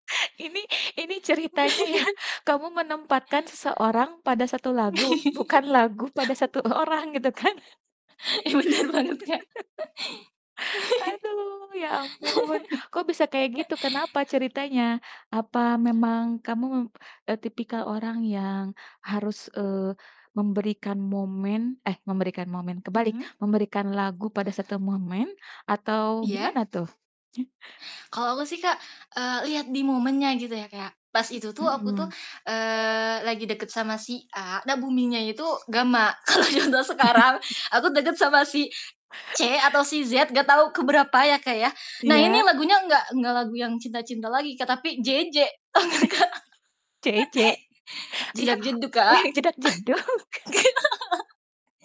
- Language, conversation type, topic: Indonesian, podcast, Apakah kamu punya kenangan khusus yang melekat pada sebuah lagu?
- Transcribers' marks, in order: laughing while speaking: "ya"; laugh; laugh; other background noise; laughing while speaking: "satu orang gitu kan?"; laughing while speaking: "Ih, bener banget Kak"; laugh; chuckle; other noise; laugh; laughing while speaking: "yang da sekarang"; chuckle; chuckle; laughing while speaking: "Iya, oh ya jedag-jedug"; laughing while speaking: "Tau gak, Kak?"; giggle; laugh; laughing while speaking: "Nggak ta"